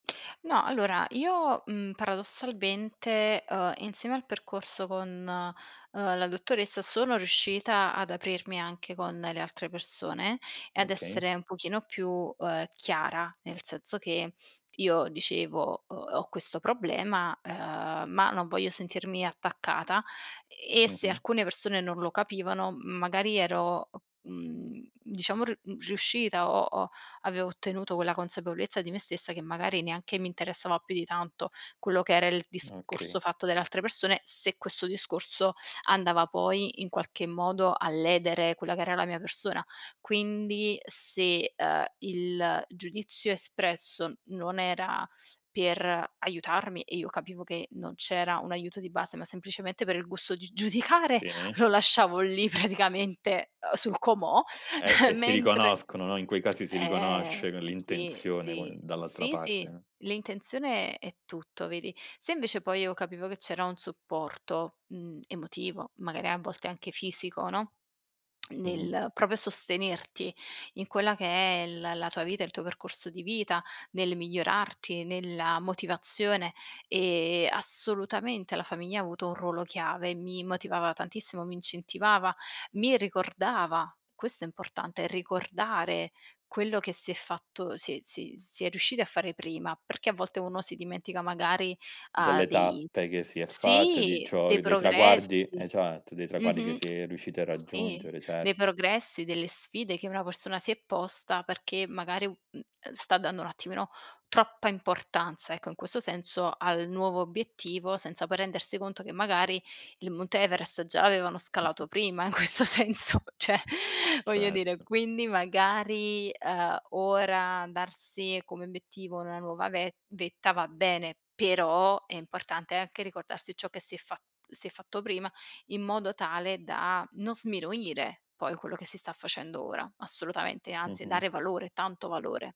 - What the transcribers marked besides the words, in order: "paradossalmente" said as "paradossalvente"; laughing while speaking: "giudicare, lo lasciavo lì praticamente"; chuckle; tsk; laughing while speaking: "in questo senso, ceh"; "cioè" said as "ceh"
- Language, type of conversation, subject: Italian, podcast, Come mantieni la motivazione nei periodi difficili del percorso di recupero?